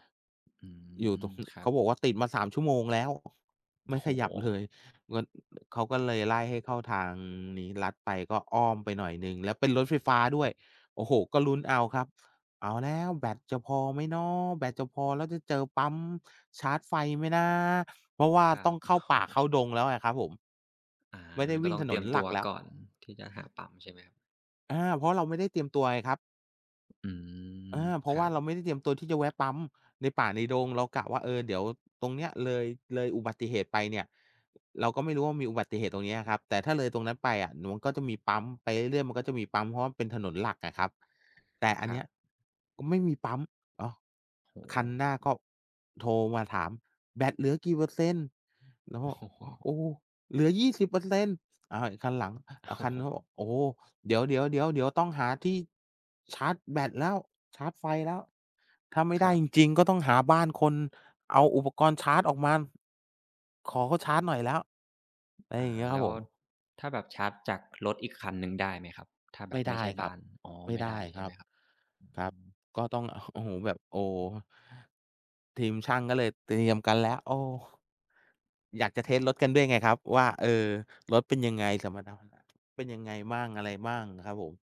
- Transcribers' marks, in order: other background noise; tapping; laughing while speaking: "โอ้โฮ"
- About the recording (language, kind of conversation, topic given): Thai, unstructured, คุณเคยเจอสถานการณ์ลำบากระหว่างเดินทางไหม?